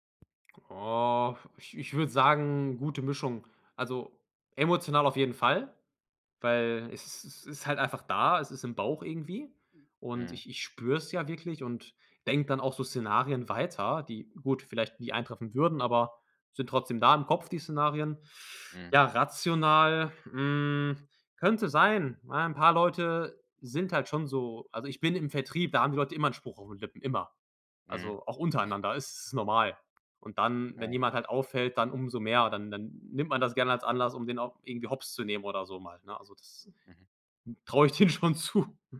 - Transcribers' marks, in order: other background noise; laughing while speaking: "traue ich denen schon zu"
- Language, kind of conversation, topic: German, advice, Wie kann ich mich trotz Angst vor Bewertung und Ablehnung selbstsicherer fühlen?